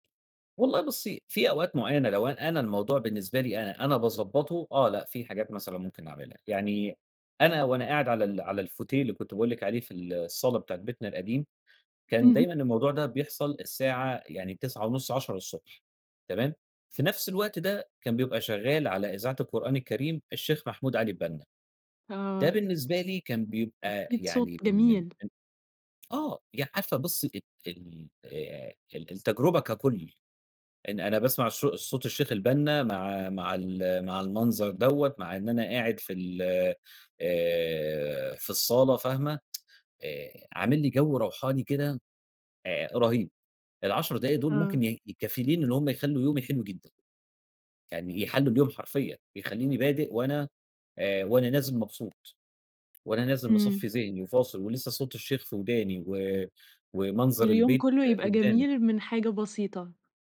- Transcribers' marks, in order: in French: "الفوتيه"; tapping; tsk
- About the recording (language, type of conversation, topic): Arabic, podcast, هل التأمل لخمس دقايق بس ينفع؟
- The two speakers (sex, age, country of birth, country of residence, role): female, 30-34, United States, Egypt, host; male, 30-34, Egypt, Egypt, guest